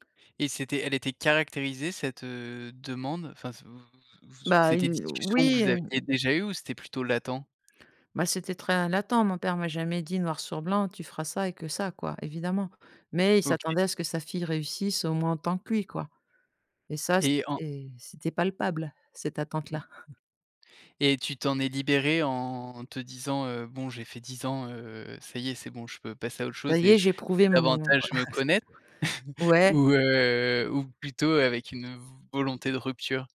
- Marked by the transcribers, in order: other noise; chuckle; tapping; chuckle
- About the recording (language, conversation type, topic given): French, podcast, Comment décrirais-tu ton identité professionnelle ?